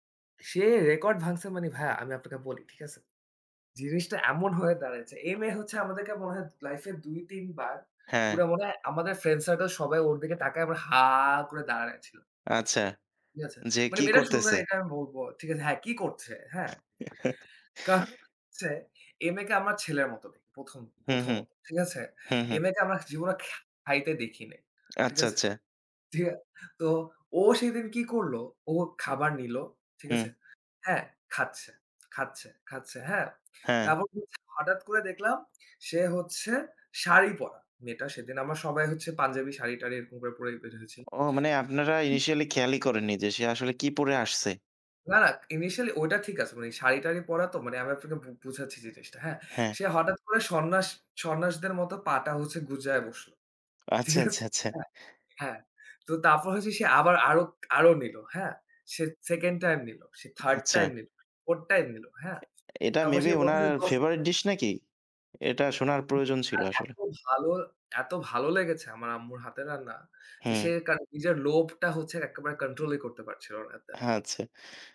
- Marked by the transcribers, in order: tapping; stressed: "হা"; other background noise; chuckle; laughing while speaking: "ঠিক আছে?"; "আচ্ছা" said as "হাচ্ছা"
- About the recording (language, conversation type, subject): Bengali, unstructured, খাবার নিয়ে আপনার সবচেয়ে মজার স্মৃতিটি কী?